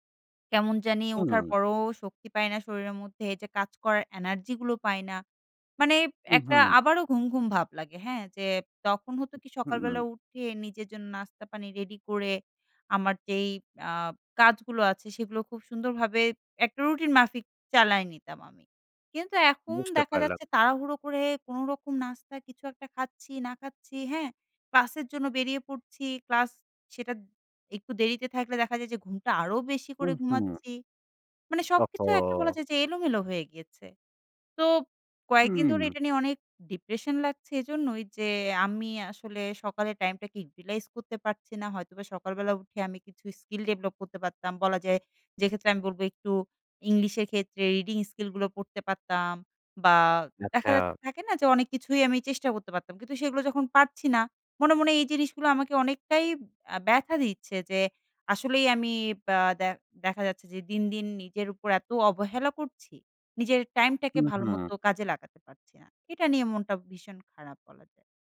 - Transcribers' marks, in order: in English: "depression"; in English: "utilize"; in English: "skill develop"; in English: "reading skill"
- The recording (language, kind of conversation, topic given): Bengali, advice, সকালে ওঠার রুটিন বজায় রাখতে অনুপ্রেরণা নেই